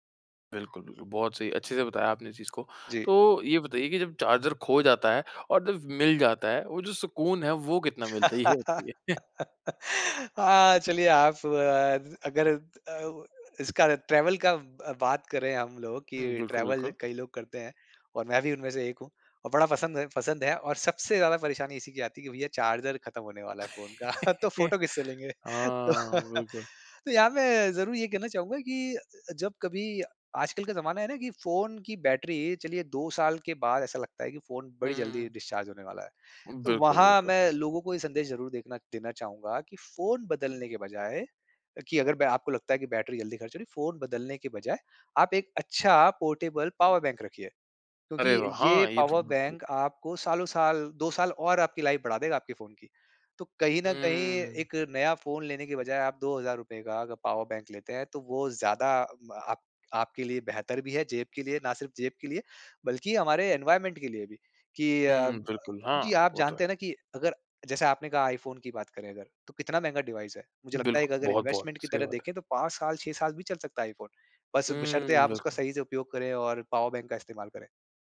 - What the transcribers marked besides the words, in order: tapping; laughing while speaking: "हाँ, चलिए आप अ"; chuckle; in English: "ट्रैवल"; in English: "ट्रैवल"; laughing while speaking: "का, तो फ़ोटो किससे लेंगे? तो"; laugh; in English: "डिस्चार्ज"; in English: "पोर्टेबल"; in English: "लाइफ़"; in English: "एनवायरनमेंट"; in English: "डिवाइस"; in English: "इन्वेस्टमेंट"
- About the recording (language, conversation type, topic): Hindi, podcast, चार्जर और केबलों को सुरक्षित और व्यवस्थित तरीके से कैसे संभालें?
- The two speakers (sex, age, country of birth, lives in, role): male, 25-29, India, India, host; male, 35-39, India, India, guest